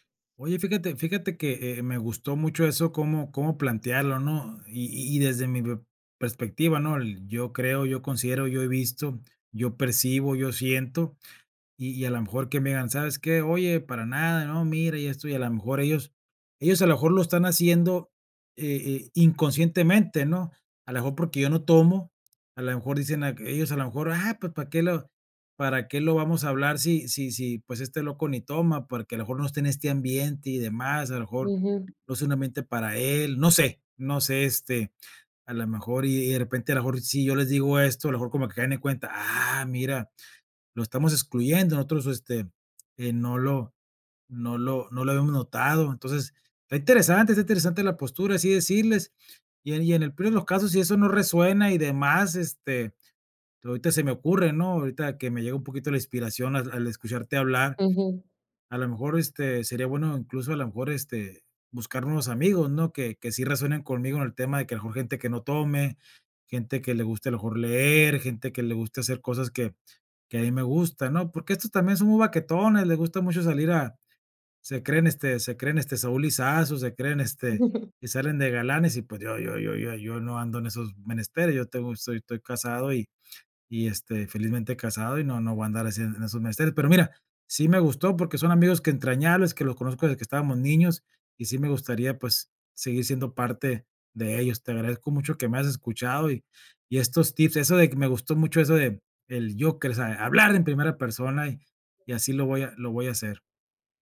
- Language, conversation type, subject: Spanish, advice, ¿Cómo puedo describir lo que siento cuando me excluyen en reuniones con mis amigos?
- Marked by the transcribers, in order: chuckle